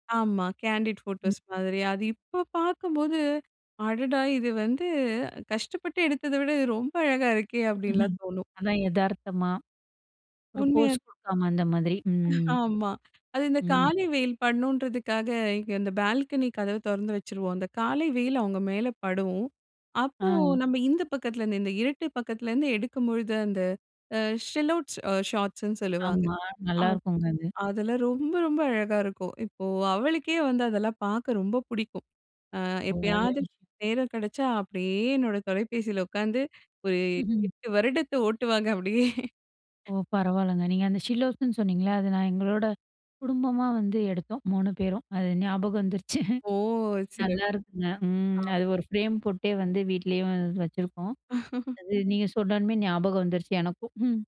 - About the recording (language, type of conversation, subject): Tamil, podcast, உங்கள் மொபைலில் எடுத்த ஒரு எளிய புகைப்படத்தைப் பற்றிய ஒரு கதையைச் சொல்ல முடியுமா?
- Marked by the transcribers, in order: in English: "கேண்டிட் ஃபோட்டோஸ்"; other background noise; chuckle; tapping; laughing while speaking: "ஆமா"; in English: "ஷெல் அவுட்ஸ் ஷார்ட்ஸ்ன்னு"; other noise; chuckle; laughing while speaking: "ஓட்டுவாங்க அப்படியே"; in English: "ஷிலோஸ்ன்னு"; chuckle; in English: "ஃப்ரேம்"; chuckle; chuckle